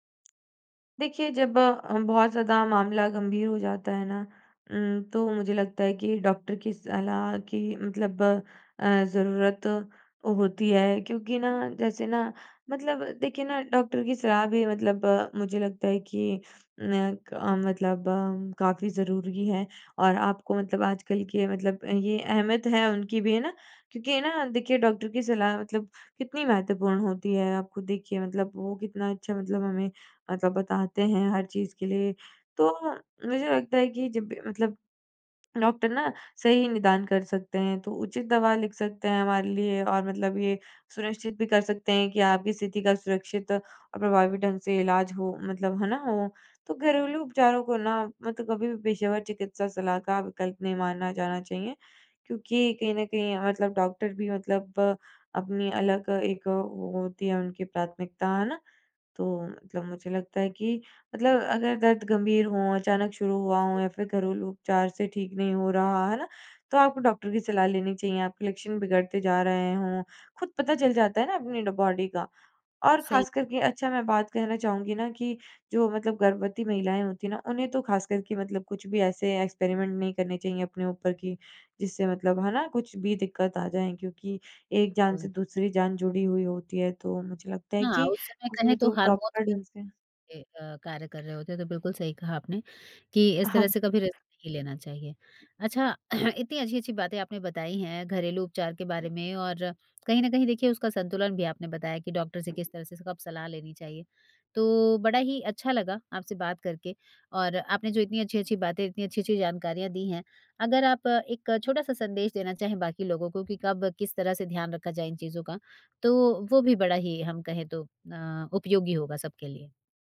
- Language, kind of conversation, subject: Hindi, podcast, दर्द से निपटने के आपके घरेलू तरीके क्या हैं?
- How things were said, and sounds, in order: other background noise; in English: "बॉडी"; in English: "एक्सपेरिमेंट"; in English: "प्रॉपर"; throat clearing; tapping